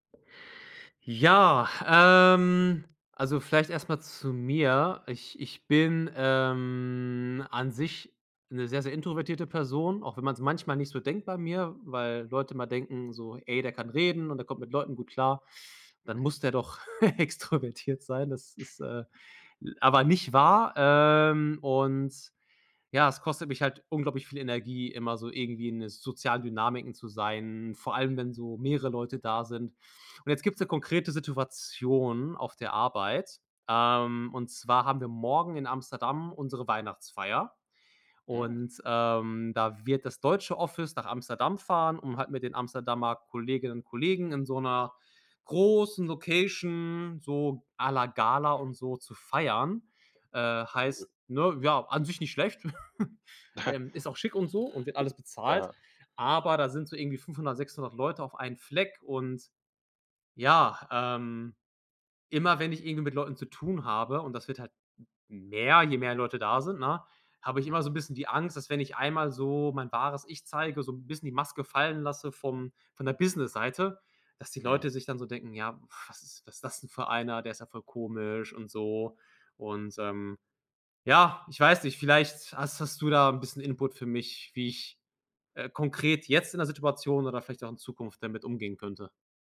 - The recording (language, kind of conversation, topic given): German, advice, Wie kann ich mich trotz Angst vor Bewertung und Ablehnung selbstsicherer fühlen?
- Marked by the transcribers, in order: tapping; drawn out: "ähm"; laughing while speaking: "extrovertiert sein"; other background noise; surprised: "Hm"; chuckle; snort